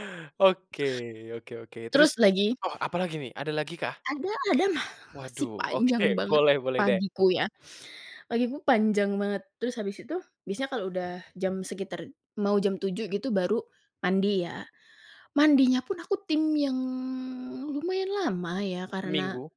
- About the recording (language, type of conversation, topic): Indonesian, podcast, Apa rutinitas pagi yang membuat harimu lebih produktif?
- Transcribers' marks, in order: laughing while speaking: "Ma"; drawn out: "yang"